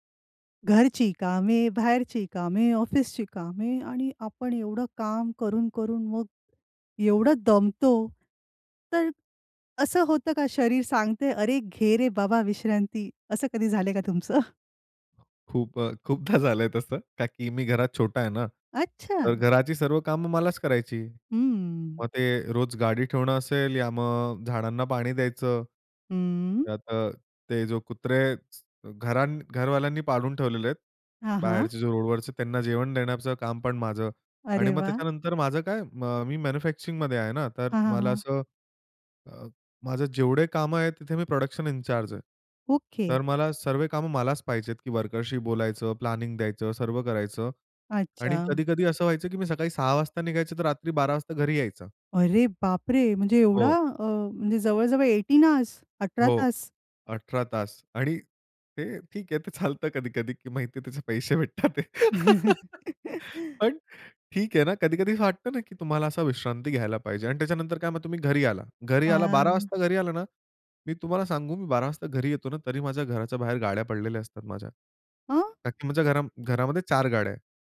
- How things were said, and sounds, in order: other noise; laughing while speaking: "खूपदा झालंय"; in English: "मॅन्युफॅक्चरिंगमध्ये"; in English: "प्रोडक्शन इन चार्ज"; surprised: "अरे बापरे!"; in English: "एटीन हॉर्स"; laughing while speaking: "चालतं"; laughing while speaking: "की त्याचे पैसे भेटतात ते"; laugh; surprised: "अ"
- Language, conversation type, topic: Marathi, podcast, शरीराला विश्रांतीची गरज आहे हे तुम्ही कसे ठरवता?